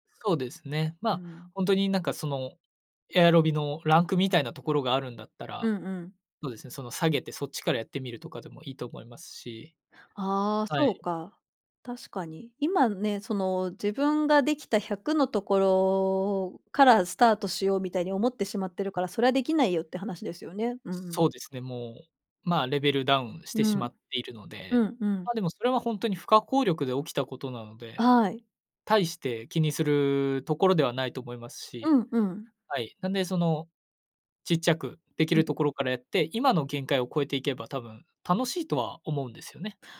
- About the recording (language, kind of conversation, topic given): Japanese, advice, 長いブランクのあとで運動を再開するのが怖かったり不安だったりするのはなぜですか？
- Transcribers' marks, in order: tapping